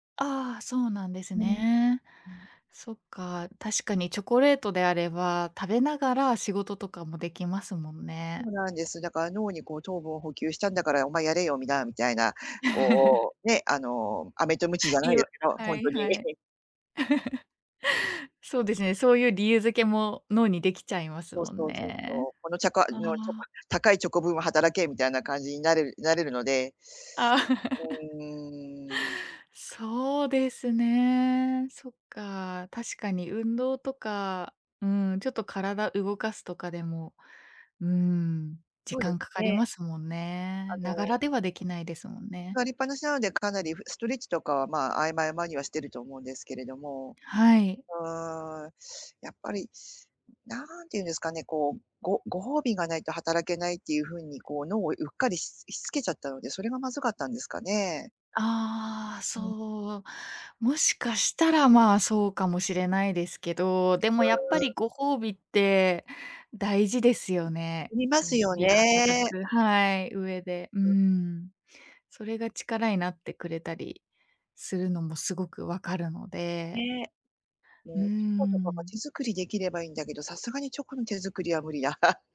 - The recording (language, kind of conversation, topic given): Japanese, advice, 日々の無駄遣いを減らしたいのに誘惑に負けてしまうのは、どうすれば防げますか？
- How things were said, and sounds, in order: chuckle; unintelligible speech; chuckle; chuckle; tapping; other background noise; chuckle